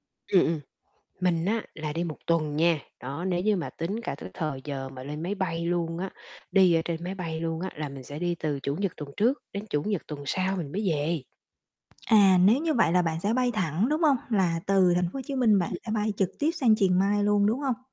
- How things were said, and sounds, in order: other background noise
- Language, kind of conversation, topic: Vietnamese, advice, Làm thế nào để giữ sức khỏe khi đi xa?